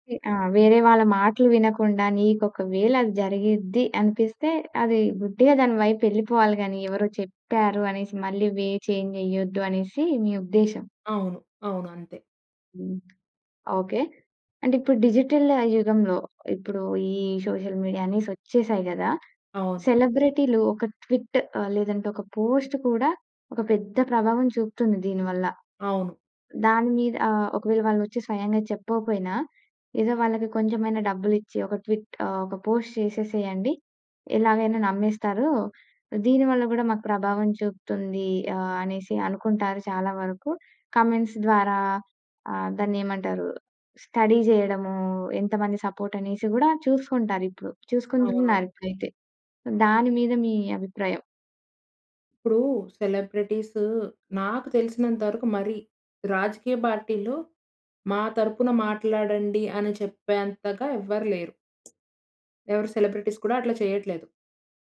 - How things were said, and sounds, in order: tapping; in English: "వే చేంజ్"; in English: "సోషల్ మీడియా"; in English: "సెలబ్రిటీలు"; in English: "ట్విట్"; in English: "పోస్ట్"; in English: "ట్విట్"; in English: "పోస్ట్"; in English: "కామెంట్స్"; in English: "స్టడీ"; in English: "సపోర్ట్"; in English: "సెలబ్రిటీస్"
- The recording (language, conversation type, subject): Telugu, podcast, సెలబ్రిటీలు రాజకీయ విషయాలపై మాట్లాడితే ప్రజలపై ఎంత మేర ప్రభావం పడుతుందనుకుంటున్నారు?